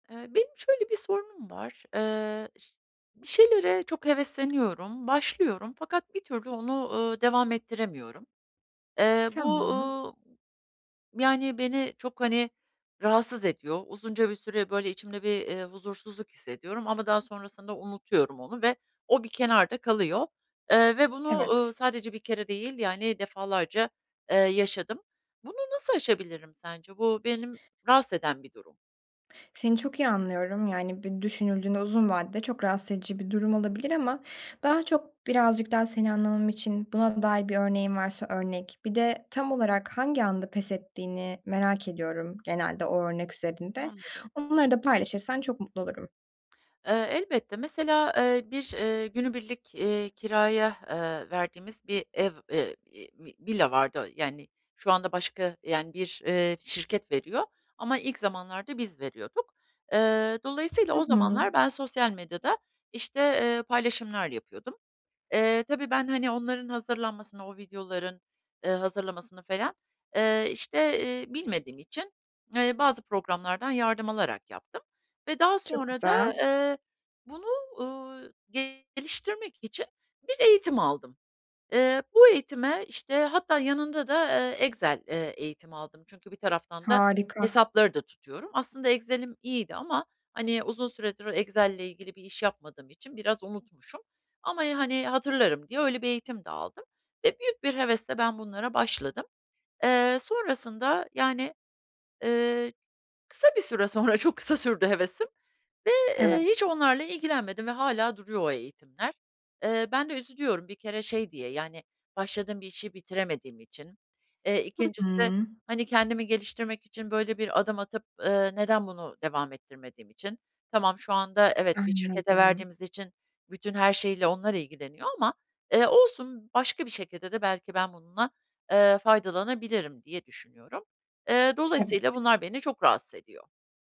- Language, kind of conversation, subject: Turkish, advice, Bir projeye başlıyorum ama bitiremiyorum: bunu nasıl aşabilirim?
- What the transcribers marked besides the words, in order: other background noise; tapping